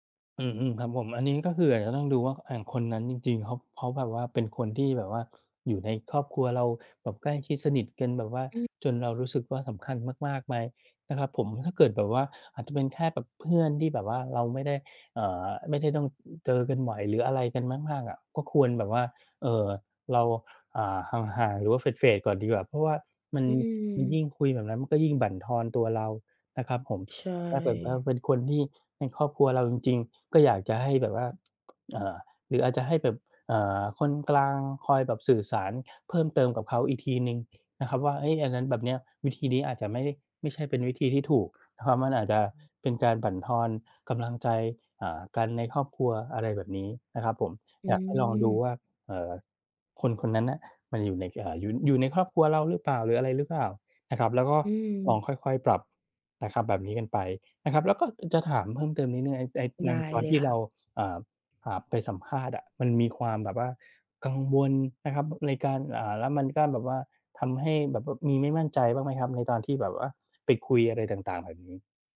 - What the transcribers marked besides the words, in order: other background noise; in English: "เฟด ๆ"; tapping
- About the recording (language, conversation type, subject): Thai, advice, คุณกังวลว่าจะถูกปฏิเสธหรือทำผิดจนคนอื่นตัดสินคุณใช่ไหม?